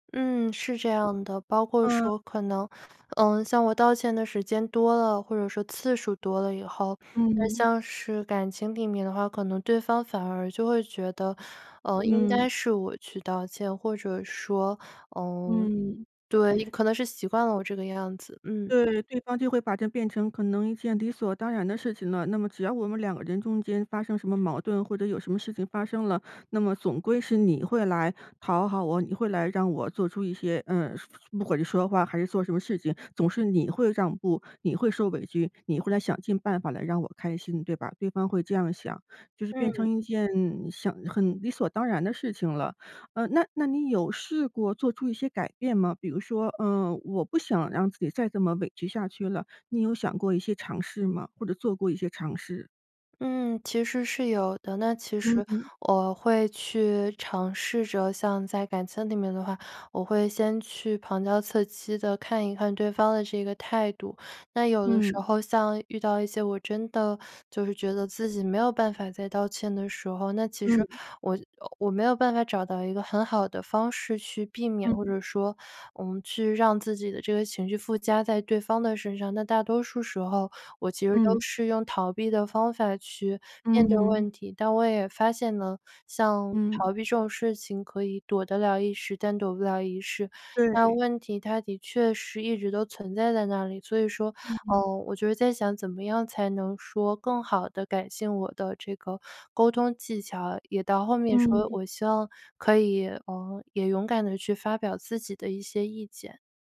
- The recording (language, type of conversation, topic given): Chinese, advice, 为什么我在表达自己的意见时总是以道歉收尾？
- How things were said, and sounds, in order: other background noise; teeth sucking